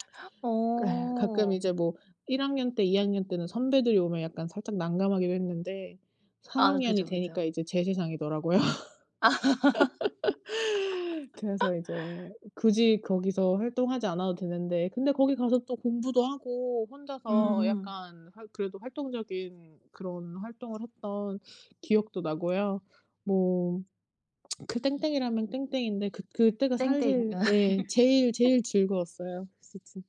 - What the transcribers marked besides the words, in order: laughing while speaking: "아"; laughing while speaking: "세상이더라고요"; laugh; other background noise; lip smack; laughing while speaking: "아 예"
- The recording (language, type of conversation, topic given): Korean, unstructured, 학교에서 가장 즐거웠던 활동은 무엇이었나요?